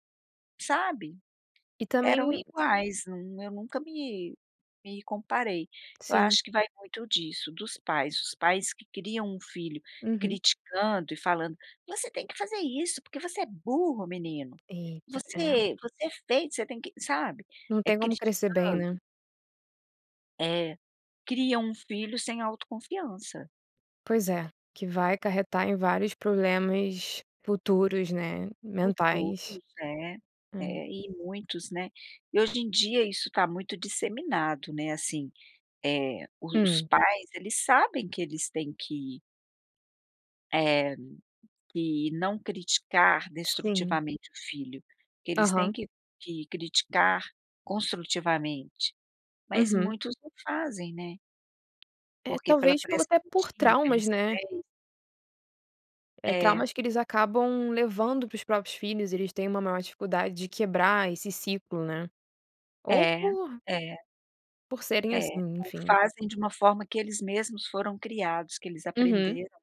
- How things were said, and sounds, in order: tapping; put-on voice: "Você tem que fazer isso porque você"
- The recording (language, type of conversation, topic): Portuguese, podcast, Como a comparação com os outros influencia sua forma de pensar?